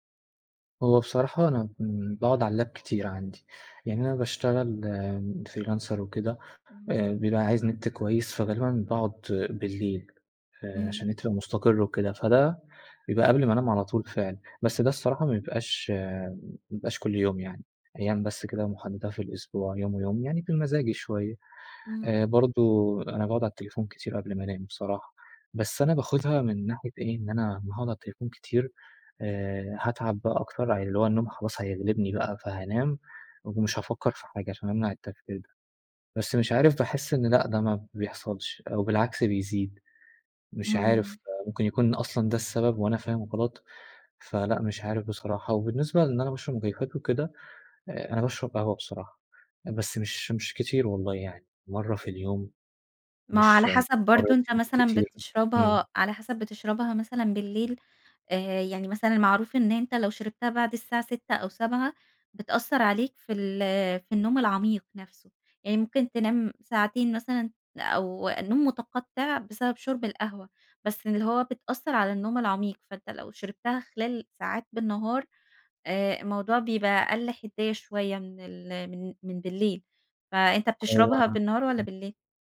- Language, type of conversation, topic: Arabic, advice, إزاي بتمنعك الأفكار السريعة من النوم والراحة بالليل؟
- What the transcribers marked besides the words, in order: in English: "اللاب"; in English: "freelancer"